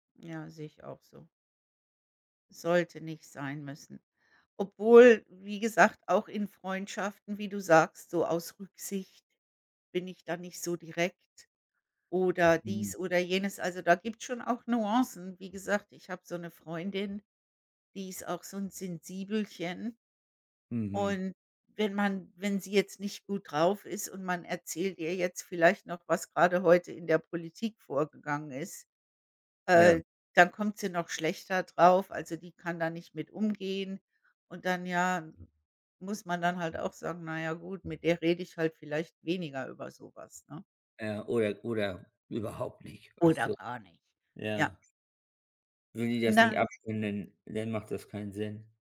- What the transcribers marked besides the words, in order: unintelligible speech
- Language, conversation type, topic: German, unstructured, Was gibt dir das Gefühl, wirklich du selbst zu sein?